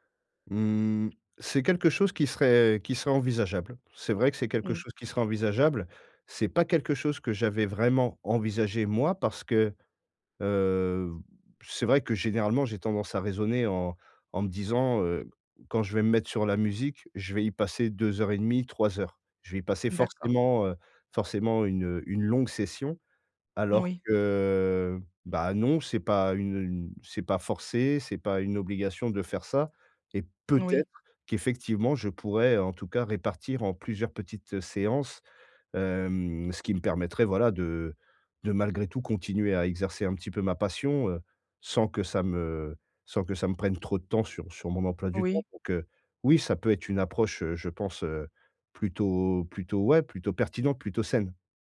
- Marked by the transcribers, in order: stressed: "peut-être"
- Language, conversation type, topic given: French, advice, Comment puis-je trouver du temps pour une nouvelle passion ?